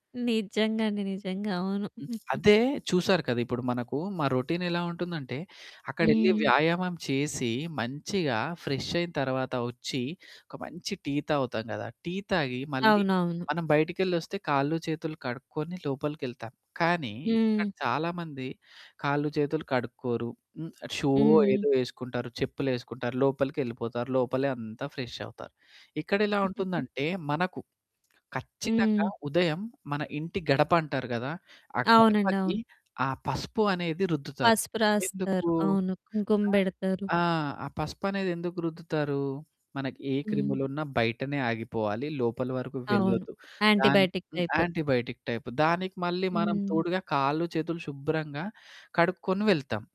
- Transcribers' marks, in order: giggle; other background noise; static; in English: "రొటీన్"; in English: "ఫ్రెష్"; giggle; in English: "యాంటిబయోటిక్"; in English: "యాంటిబయోటిక్"
- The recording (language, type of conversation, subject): Telugu, podcast, ప్రతిరోజూ సృజనాత్మకంగా ఉండడానికి మీ రోజువారీ అలవాట్లలో మీకు అత్యంత ముఖ్యమైందేమిటి?